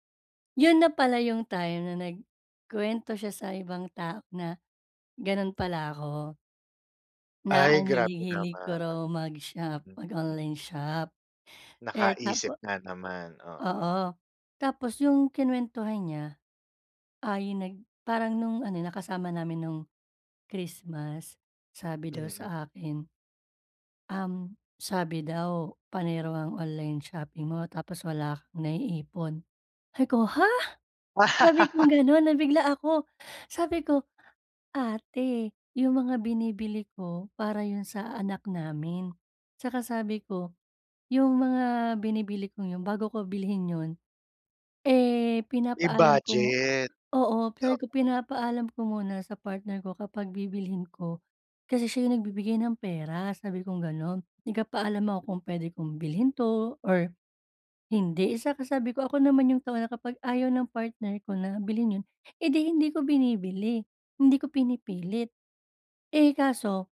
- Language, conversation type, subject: Filipino, advice, Paano ko maiintindihan ang pinagkaiba ng intensyon at epekto ng puna?
- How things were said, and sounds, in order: surprised: "Ha?"; laugh